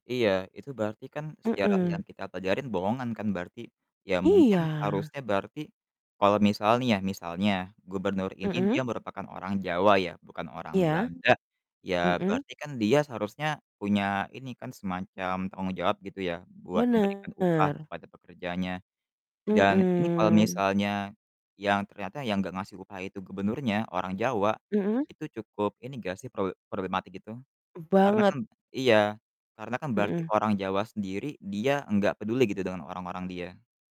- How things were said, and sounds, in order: distorted speech
- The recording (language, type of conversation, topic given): Indonesian, unstructured, Bagaimana jadinya jika sejarah ditulis ulang tanpa berlandaskan fakta yang sebenarnya?